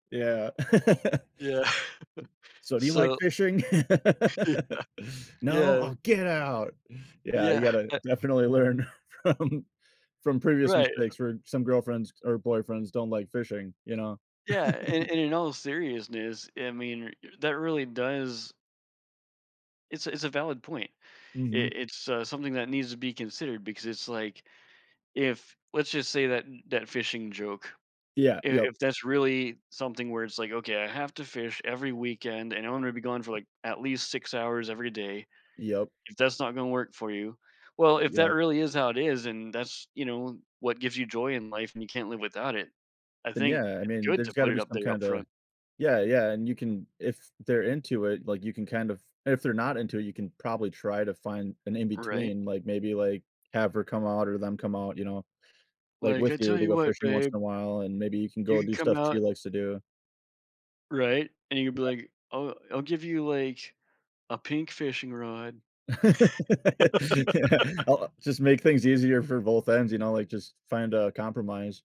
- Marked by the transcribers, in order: laugh; chuckle; put-on voice: "So, do you like fishing? No? Oh, get out"; laughing while speaking: "Yeah"; laugh; chuckle; laughing while speaking: "learn from"; laugh; put-on voice: "I tell you what, babe"; put-on voice: "you can come out"; other background noise; laugh; laughing while speaking: "Yeah"; laugh
- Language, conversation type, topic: English, unstructured, How can reflecting on past heartbreaks help us grow in future relationships?
- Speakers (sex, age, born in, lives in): male, 40-44, United States, United States; male, 40-44, United States, United States